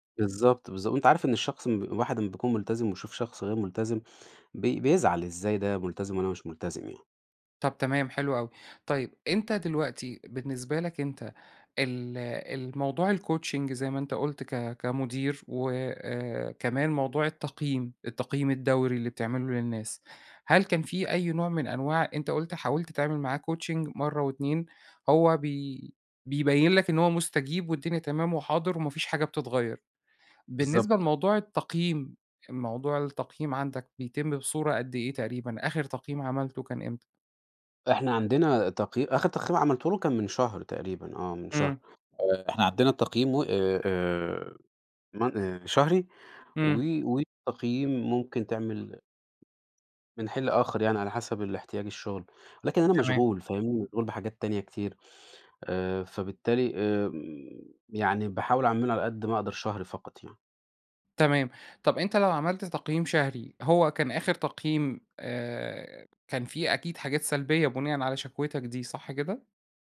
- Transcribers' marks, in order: in English: "الcoaching"; in English: "coaching"; tapping
- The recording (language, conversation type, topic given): Arabic, advice, إزاي أواجه موظف مش ملتزم وده بيأثر على أداء الفريق؟